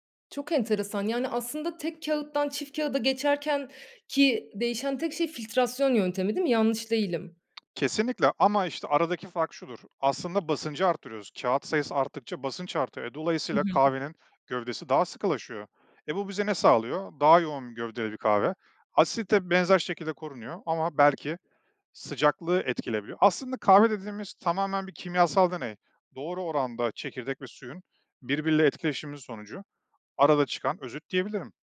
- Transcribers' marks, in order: tapping
- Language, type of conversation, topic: Turkish, podcast, Bu yaratıcı hobinle ilk ne zaman ve nasıl tanıştın?